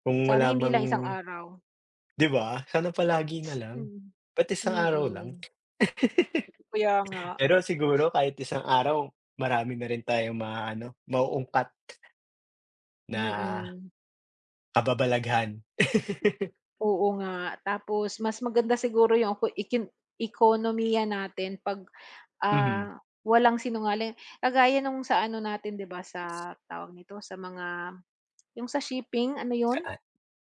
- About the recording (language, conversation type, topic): Filipino, unstructured, Ano ang mga posibleng mangyari kung sa loob ng isang araw ay hindi makapagsisinungaling ang lahat ng tao?
- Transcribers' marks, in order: laugh; laugh